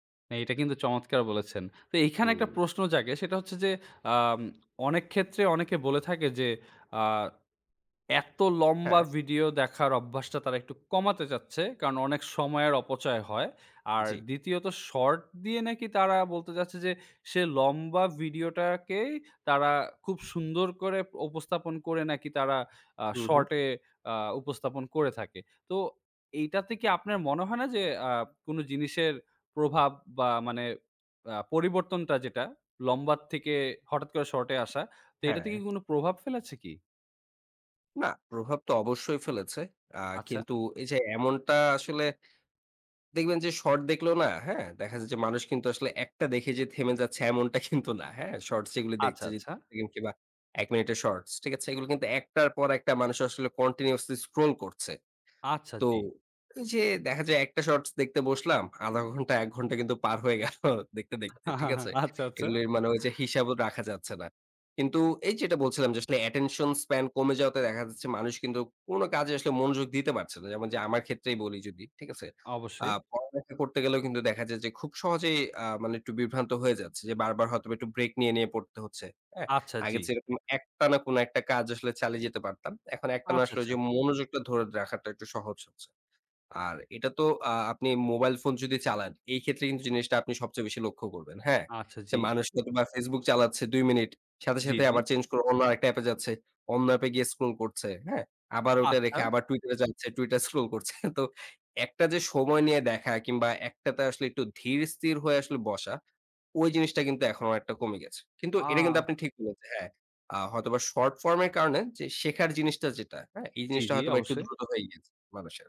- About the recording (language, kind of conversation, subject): Bengali, podcast, ক্ষুদ্রমেয়াদি ভিডিও আমাদের দেখার পছন্দকে কীভাবে বদলে দিয়েছে?
- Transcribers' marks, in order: other background noise; tapping; laughing while speaking: "কিন্তু"; unintelligible speech; laughing while speaking: "গেলো"; chuckle; in English: "অ্যাটেনশন স্প্যান"; laughing while speaking: "স্ক্রল করছে"